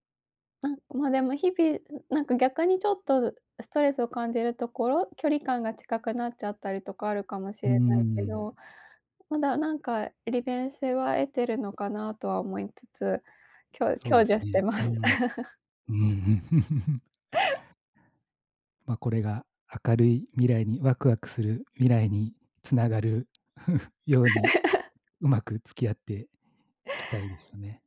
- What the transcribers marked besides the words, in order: laughing while speaking: "享受してます"; chuckle; laughing while speaking: "うーん"; chuckle; chuckle; laugh
- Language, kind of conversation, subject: Japanese, unstructured, 最近、科学について知って驚いたことはありますか？